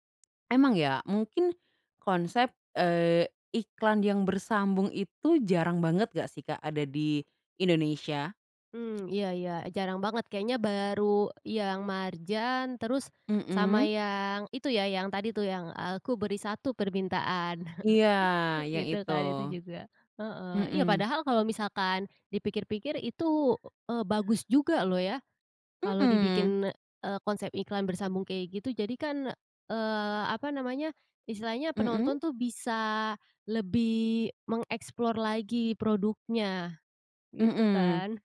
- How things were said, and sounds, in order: chuckle
- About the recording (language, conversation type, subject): Indonesian, podcast, Jingle iklan lawas mana yang masih nempel di kepala?